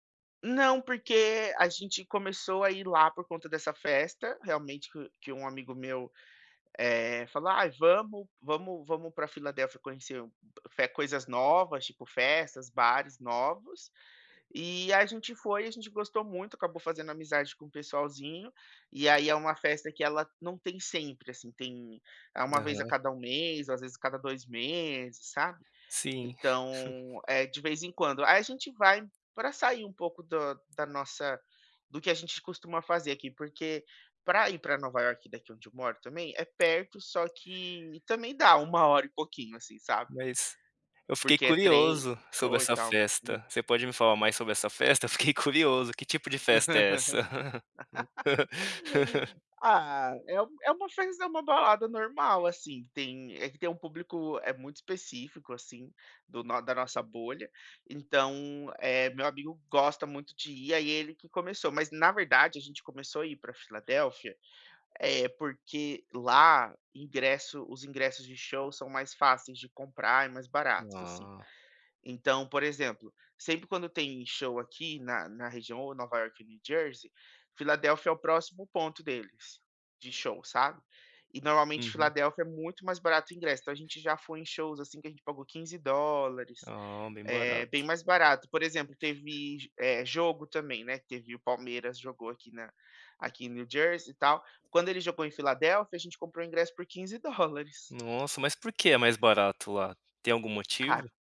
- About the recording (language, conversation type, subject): Portuguese, podcast, O que ajuda você a recuperar as energias no fim de semana?
- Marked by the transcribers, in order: tapping; chuckle; laughing while speaking: "Eu fiquei curioso"; laugh; laugh; put-on voice: "New Jersey"; other background noise; put-on voice: "New Jersey"; laughing while speaking: "quinze dólares"